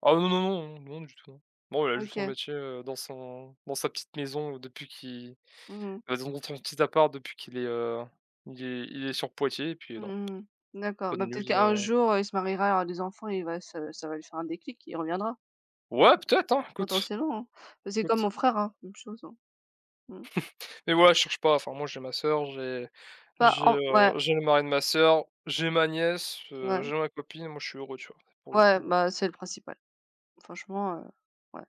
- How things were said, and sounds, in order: tapping; "écoute" said as "coute"; "écoute" said as "coute"; chuckle
- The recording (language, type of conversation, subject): French, unstructured, Quel est ton meilleur souvenir d’enfance ?